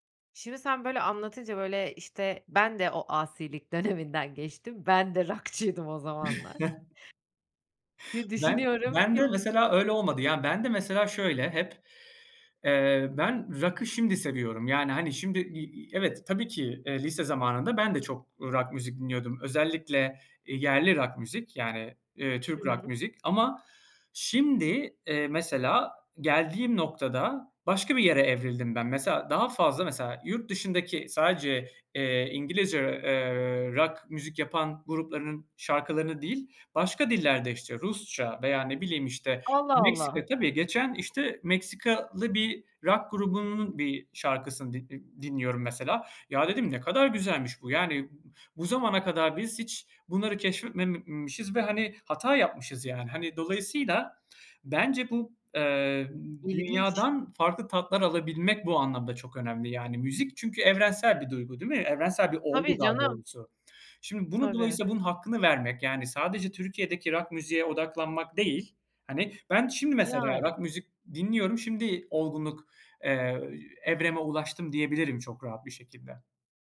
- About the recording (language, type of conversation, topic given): Turkish, podcast, Müzik zevkinin seni nasıl tanımladığını düşünüyorsun?
- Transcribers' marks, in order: laughing while speaking: "döneminden"; laughing while speaking: "rock'çıydım"; chuckle; other background noise